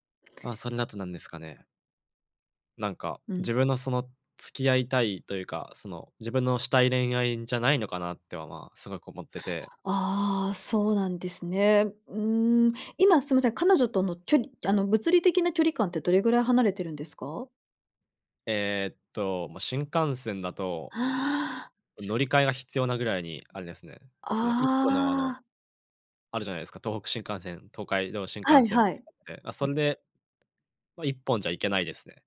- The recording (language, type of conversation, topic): Japanese, advice, 長年のパートナーとの関係が悪化し、別れの可能性に直面したとき、どう向き合えばよいですか？
- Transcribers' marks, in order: other noise